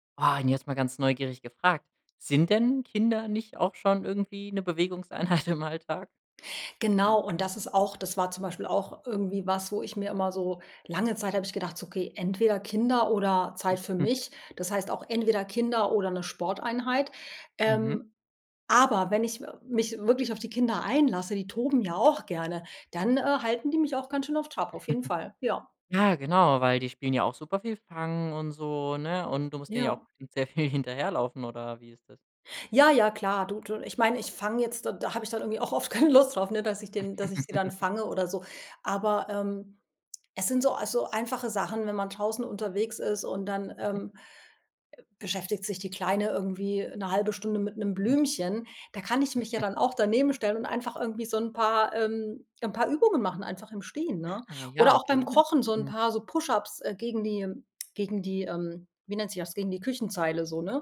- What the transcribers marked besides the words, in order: laughing while speaking: "Bewegungseinheit"; unintelligible speech; snort; laughing while speaking: "viel"; laughing while speaking: "oft keine"; snort; unintelligible speech; chuckle; unintelligible speech
- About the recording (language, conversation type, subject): German, podcast, Wie baust du kleine Bewegungseinheiten in den Alltag ein?